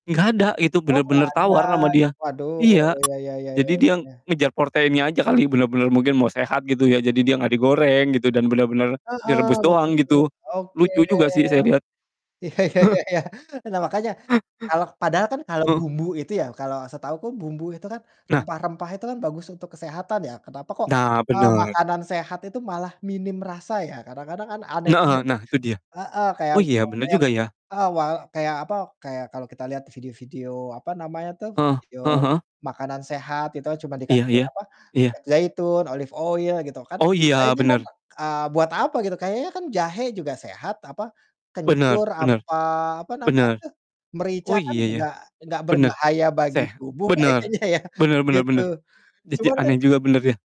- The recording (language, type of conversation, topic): Indonesian, unstructured, Bagaimana pola makan memengaruhi kebugaran tubuh?
- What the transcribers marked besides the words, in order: distorted speech; mechanical hum; "proteinnya" said as "porteinnya"; drawn out: "oke"; laughing while speaking: "Iya iya iya iya"; chuckle; in English: "olive oil"; laughing while speaking: "kayaknya ya"